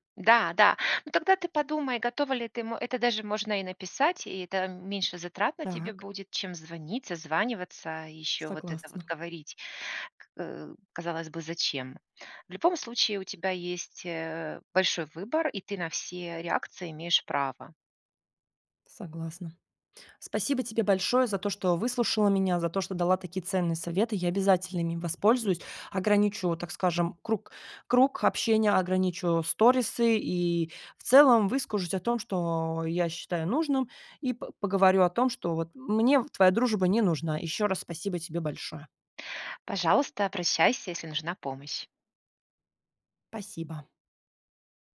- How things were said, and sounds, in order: grunt
- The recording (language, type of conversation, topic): Russian, advice, Как реагировать, если бывший друг навязывает общение?